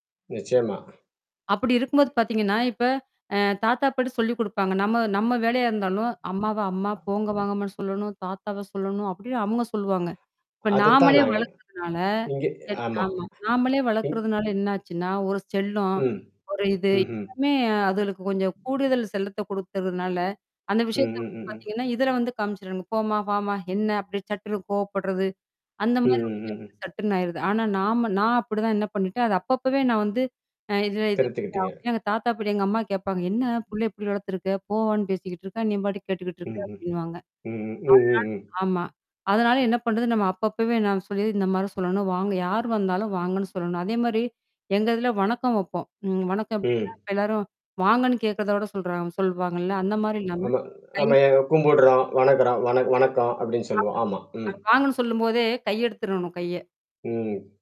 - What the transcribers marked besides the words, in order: other background noise; tapping; static; distorted speech; unintelligible speech; other noise; "வணங்குறோம்" said as "வணக்குறோம்"
- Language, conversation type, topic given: Tamil, podcast, குடும்ப மரபை அடுத்த தலைமுறைக்கு நீங்கள் எப்படி கொண்டு செல்லப் போகிறீர்கள்?